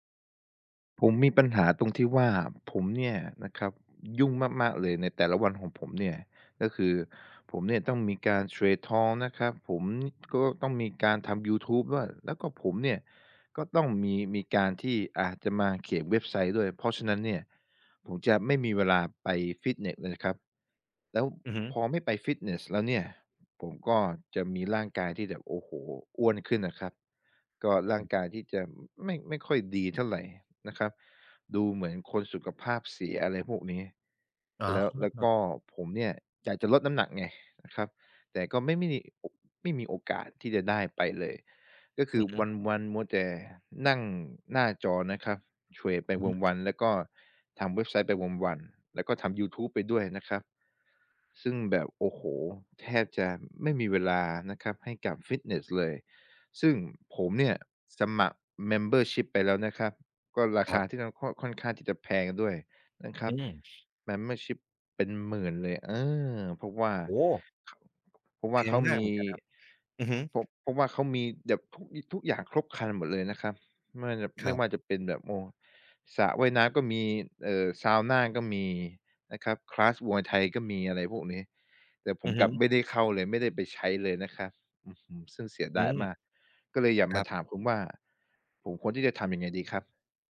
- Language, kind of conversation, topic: Thai, advice, เมื่อฉันยุ่งมากจนไม่มีเวลาไปฟิตเนส ควรจัดสรรเวลาออกกำลังกายอย่างไร?
- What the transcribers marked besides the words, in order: tapping; other background noise; in English: "membership"; in English: "membership"; "แบบ" said as "แหยบ"; "แบบ" said as "แหยบ"; in English: "คลาส"